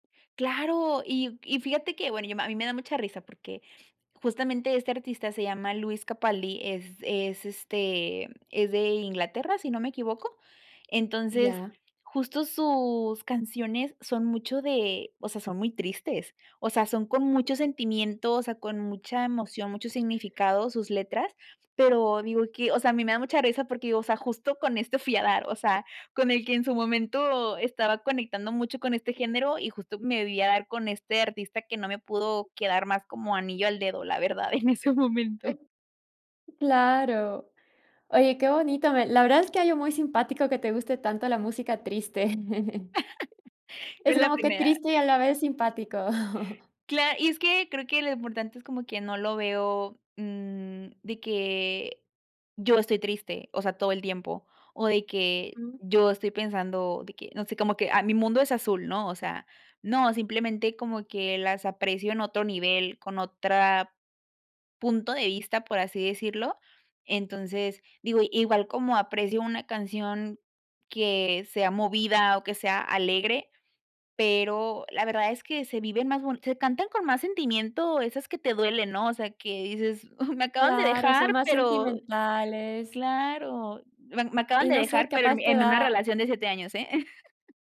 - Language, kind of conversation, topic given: Spanish, podcast, ¿Qué papel tuvieron la radio o Spotify en los cambios de tu gusto musical?
- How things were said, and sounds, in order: laughing while speaking: "en ese momento"; other noise; other background noise; chuckle; laughing while speaking: "En la primera"; chuckle; chuckle